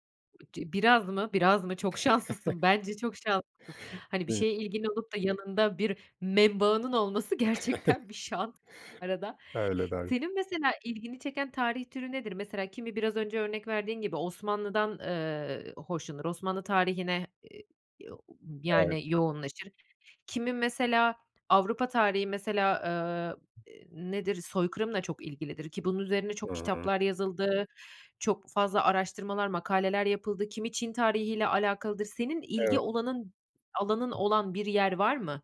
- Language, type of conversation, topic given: Turkish, podcast, Kendi kendine öğrenmek mümkün mü, nasıl?
- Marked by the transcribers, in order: tapping; chuckle; chuckle